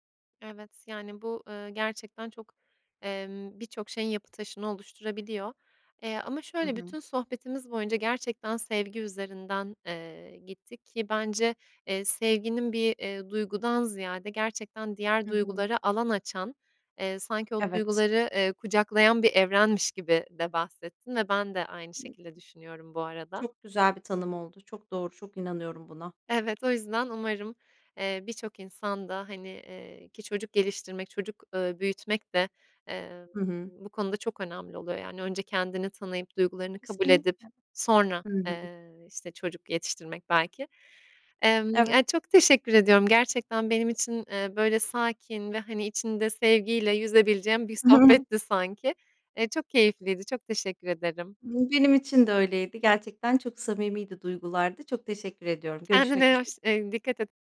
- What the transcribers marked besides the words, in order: other background noise; tapping; chuckle; unintelligible speech
- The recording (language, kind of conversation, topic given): Turkish, podcast, Evinizde duyguları genelde nasıl paylaşırsınız?